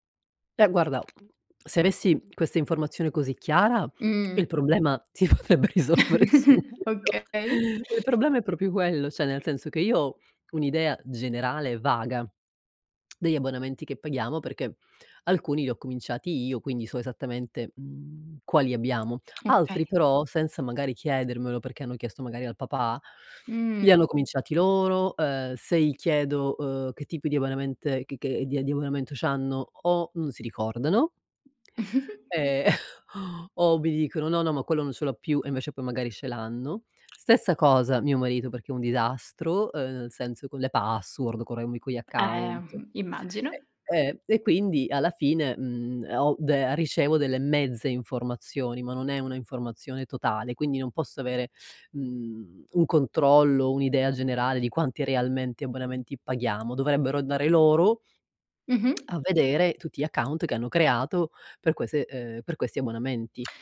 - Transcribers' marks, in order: other noise; laughing while speaking: "si potrebbe risolvere subito"; other background noise; chuckle; "cioè" said as "ceh"; tsk; teeth sucking; "abbonamento" said as "abbonamente"; tapping; chuckle; unintelligible speech; tsk
- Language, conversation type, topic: Italian, advice, Come posso cancellare gli abbonamenti automatici che uso poco?